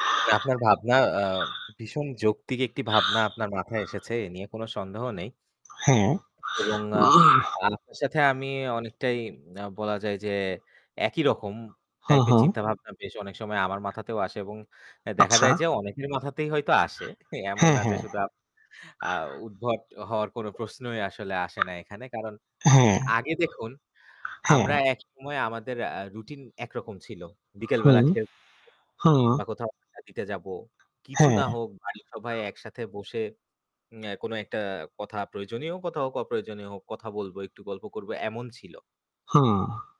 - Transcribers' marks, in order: throat clearing; chuckle; static; distorted speech
- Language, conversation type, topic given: Bengali, unstructured, আপনার মতে মোবাইল ফোন সমাজে কী ধরনের প্রভাব ফেলছে?